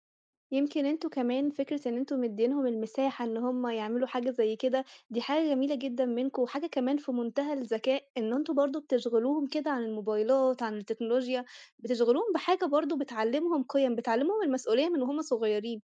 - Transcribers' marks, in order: none
- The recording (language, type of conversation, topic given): Arabic, podcast, تحكي لنا عن موقف حصل لك في سوق قريب منك وشفت فيه حاجة ما شفتهاش قبل كده؟